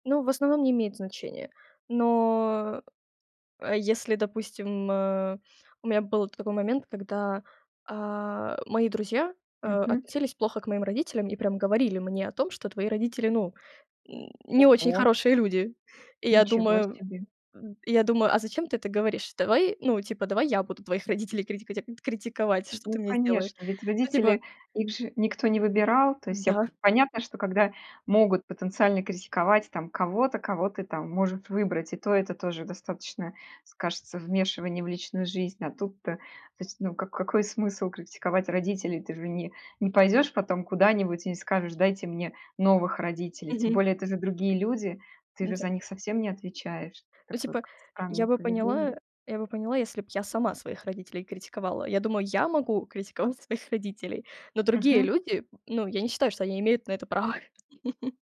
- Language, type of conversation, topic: Russian, podcast, Как вы обычно реагируете на критику своей работы?
- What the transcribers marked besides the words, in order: drawn out: "Но"; grunt; tapping; chuckle